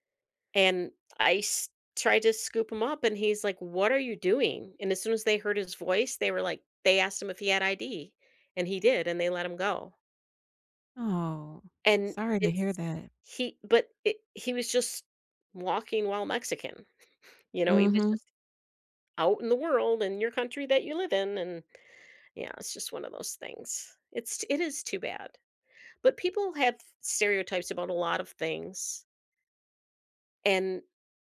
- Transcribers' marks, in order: chuckle
- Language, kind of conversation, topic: English, unstructured, How do you react when someone stereotypes you?
- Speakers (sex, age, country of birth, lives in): female, 45-49, United States, United States; female, 60-64, United States, United States